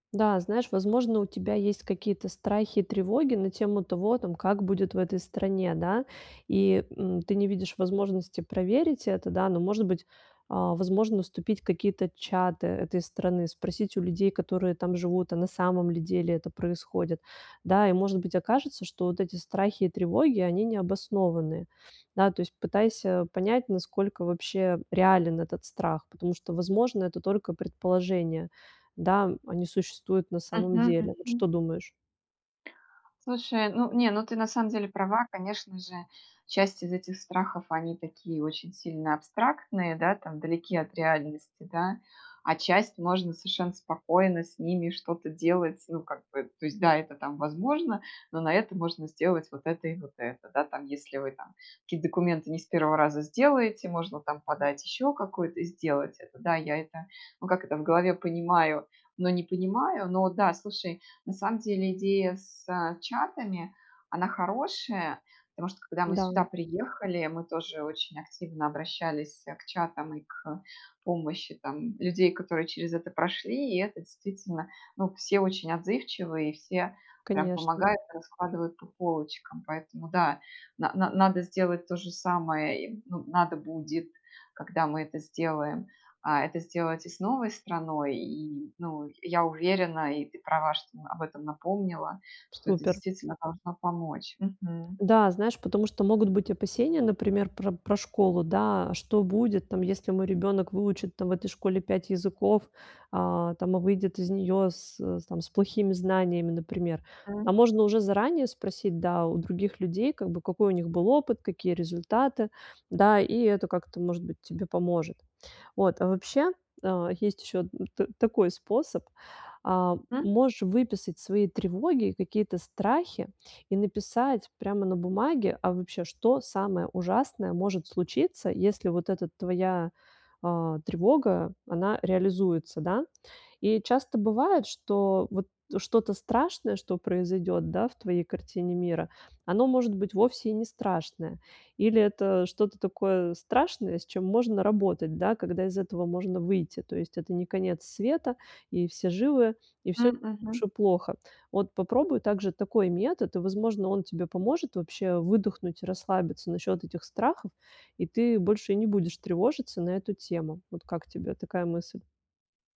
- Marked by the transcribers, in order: none
- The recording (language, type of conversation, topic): Russian, advice, Как перестать бороться с тревогой и принять её как часть себя?